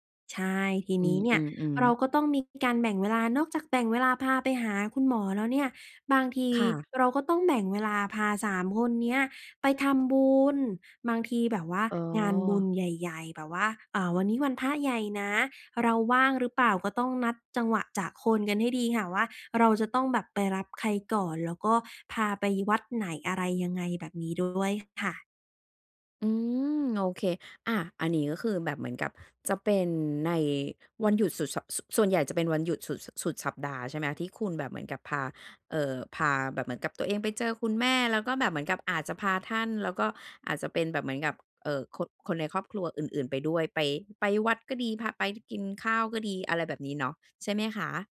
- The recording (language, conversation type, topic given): Thai, podcast, จะจัดสมดุลงานกับครอบครัวอย่างไรให้ลงตัว?
- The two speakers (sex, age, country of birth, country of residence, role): female, 25-29, Thailand, Thailand, guest; female, 40-44, Thailand, Thailand, host
- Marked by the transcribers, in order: none